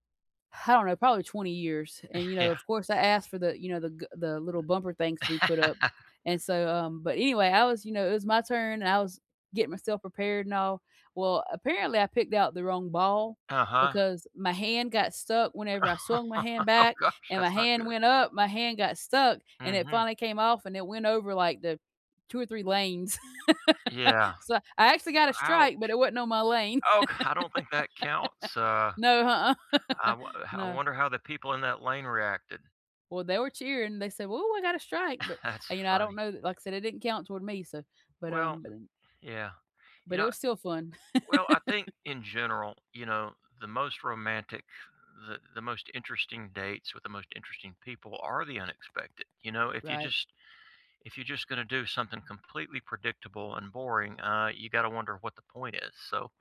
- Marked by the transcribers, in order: chuckle; laughing while speaking: "Yeah"; other noise; laugh; laugh; laughing while speaking: "Oh gosh"; laugh; laugh; chuckle; laugh; other background noise
- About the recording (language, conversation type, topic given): English, unstructured, What is a funny or surprising date experience you’ve had?
- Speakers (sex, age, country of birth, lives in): female, 45-49, United States, United States; male, 60-64, United States, United States